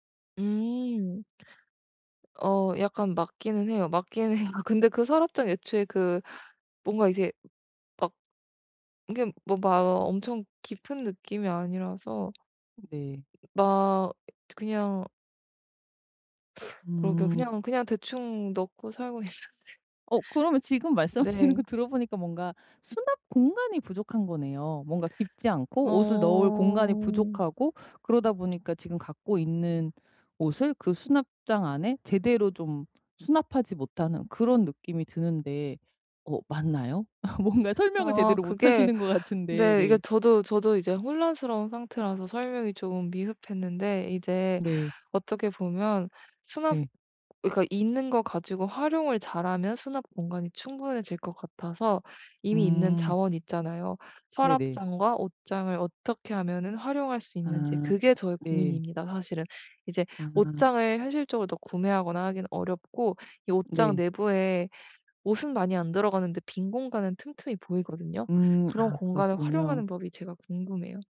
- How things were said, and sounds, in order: tapping; laughing while speaking: "해요"; other background noise; laughing while speaking: "말씀하시는"; laughing while speaking: "뭔가"
- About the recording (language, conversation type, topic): Korean, advice, 한정된 공간에서 물건을 가장 효율적으로 정리하려면 어떻게 시작하면 좋을까요?